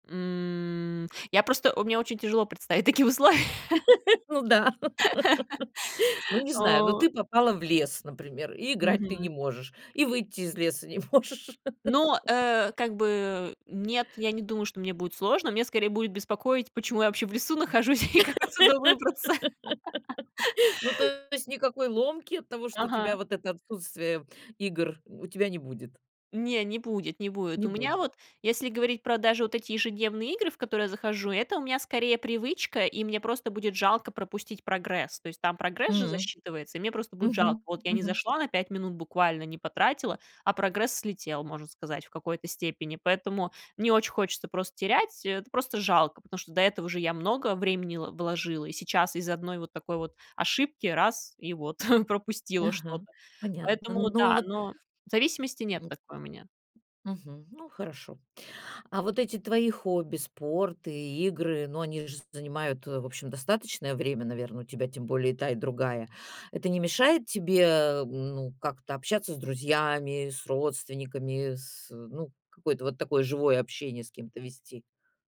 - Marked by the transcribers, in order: drawn out: "М"; laughing while speaking: "такие условия"; laugh; tapping; laughing while speaking: "не можешь"; laugh; laugh; laughing while speaking: "нахожусь и как отсюда выбраться"; other background noise; laugh; chuckle; chuckle
- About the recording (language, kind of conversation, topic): Russian, podcast, Как хобби влияет на повседневную жизнь?
- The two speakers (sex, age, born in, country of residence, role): female, 30-34, Russia, South Korea, guest; female, 60-64, Russia, Italy, host